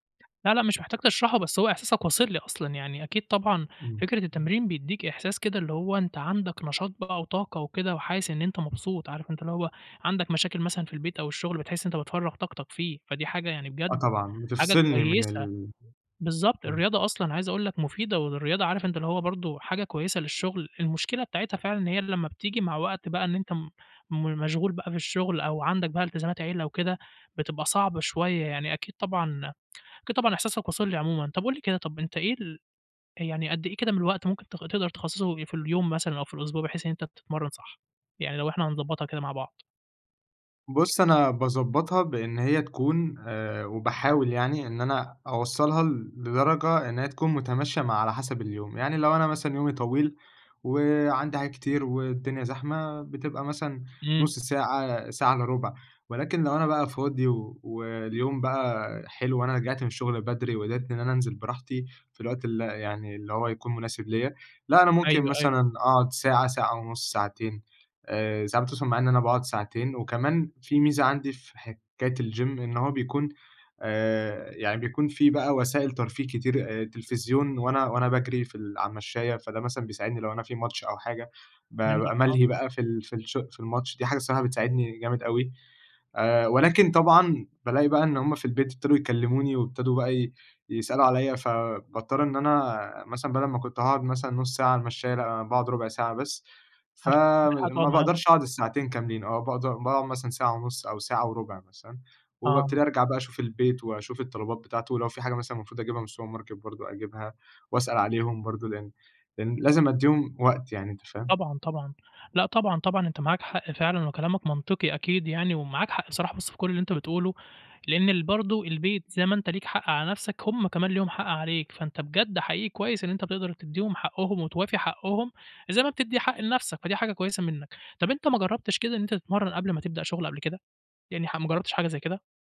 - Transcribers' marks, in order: tapping; other noise; other background noise; in English: "الGYM"; in English: "السوبرماركت"
- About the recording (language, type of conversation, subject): Arabic, advice, إزاي أقدر أنظّم مواعيد التمرين مع شغل كتير أو التزامات عائلية؟